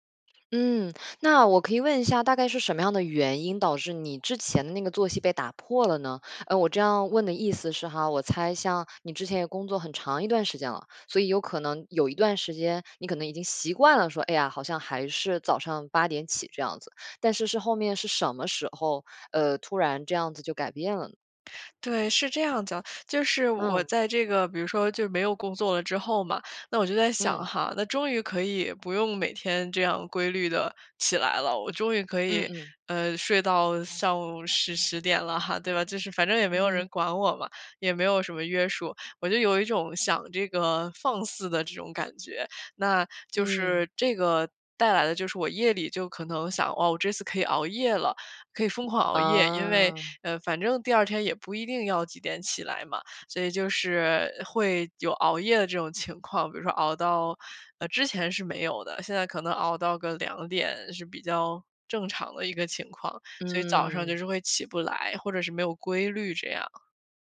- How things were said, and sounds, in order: other background noise; tapping
- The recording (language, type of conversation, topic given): Chinese, advice, 我为什么总是无法坚持早起或保持固定的作息时间？